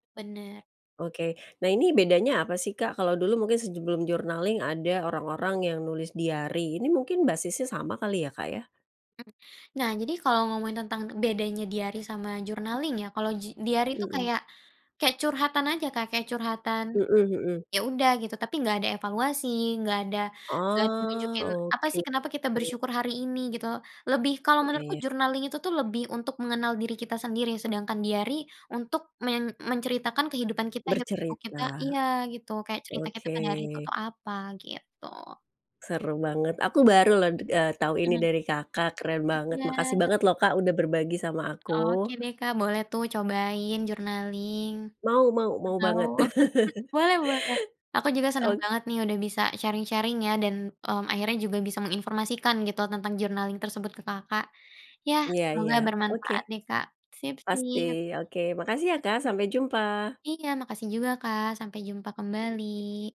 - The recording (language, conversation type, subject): Indonesian, podcast, Kebiasaan kecil apa yang membantu kamu pulih?
- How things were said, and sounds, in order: in English: "journaling"; in English: "journaling"; in English: "journaling"; chuckle; in English: "journaling"; chuckle; tapping; in English: "sharing-sharing"; in English: "journaling"